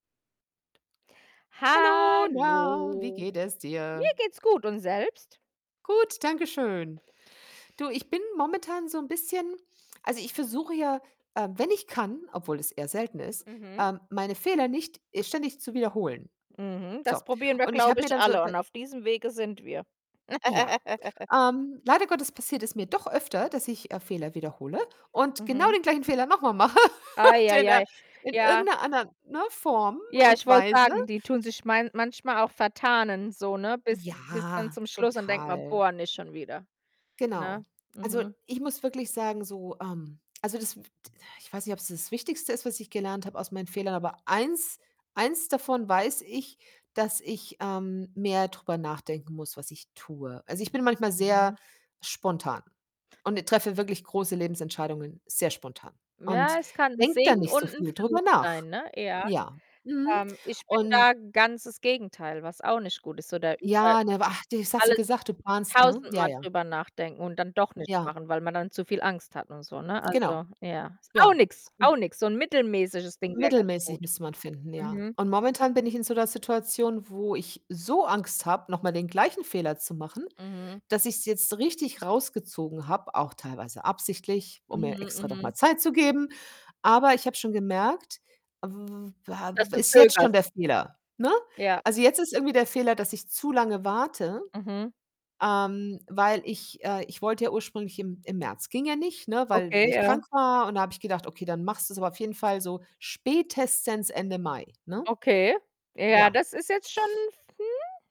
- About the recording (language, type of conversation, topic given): German, unstructured, Welche wichtige Lektion hast du aus einem Fehler gelernt?
- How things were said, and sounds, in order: other background noise; singing: "Hallo, na, wie geht es dir?"; drawn out: "Hallo"; laugh; laughing while speaking: "mache und in 'ner"; laugh; distorted speech; unintelligible speech; other noise